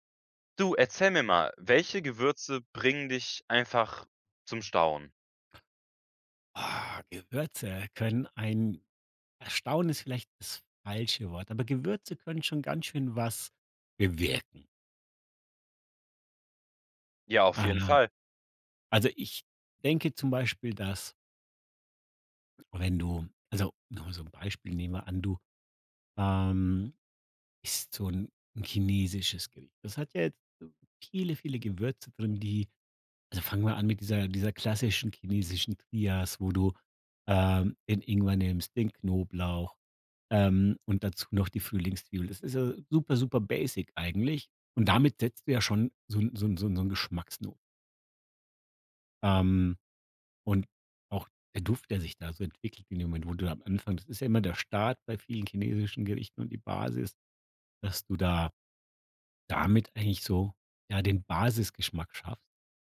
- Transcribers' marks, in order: put-on voice: "Oh"; stressed: "bewirken"
- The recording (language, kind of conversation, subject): German, podcast, Welche Gewürze bringen dich echt zum Staunen?